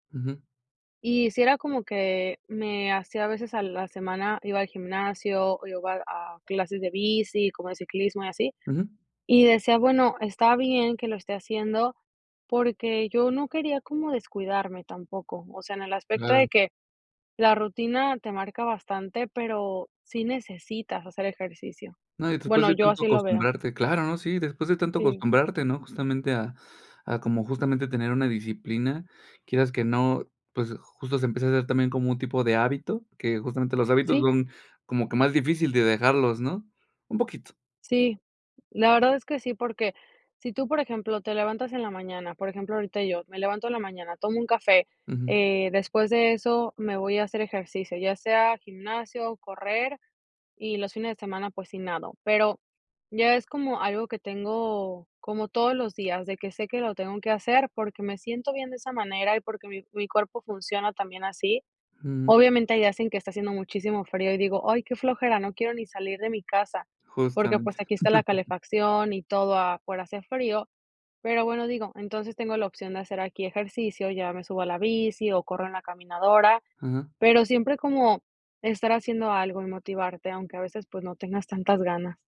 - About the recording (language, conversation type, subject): Spanish, podcast, ¿Qué papel tiene la disciplina frente a la motivación para ti?
- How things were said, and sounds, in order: chuckle